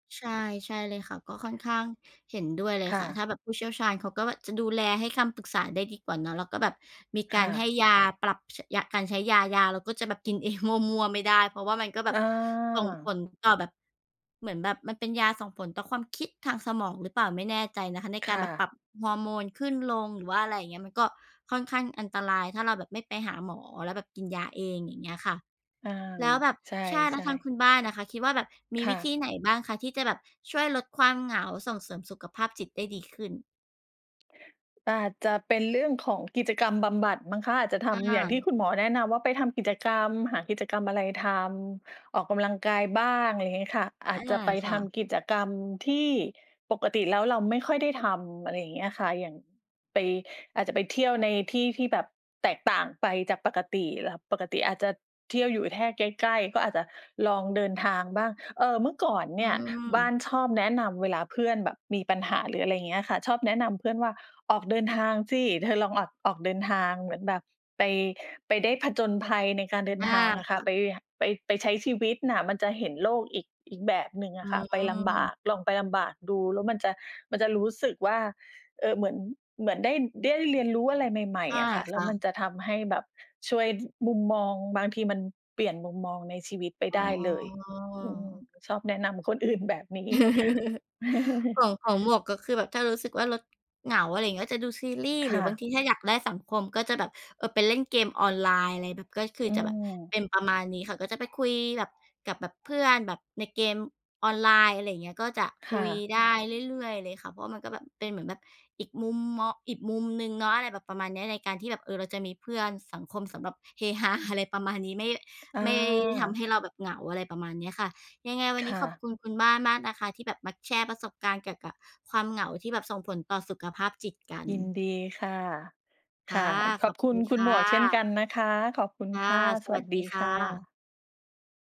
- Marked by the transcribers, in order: other noise; "แค่" said as "แท่"; drawn out: "อ๋อ"; chuckle; laughing while speaking: "ฮา"
- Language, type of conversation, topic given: Thai, unstructured, คุณคิดว่าความเหงาส่งผลต่อสุขภาพจิตอย่างไร?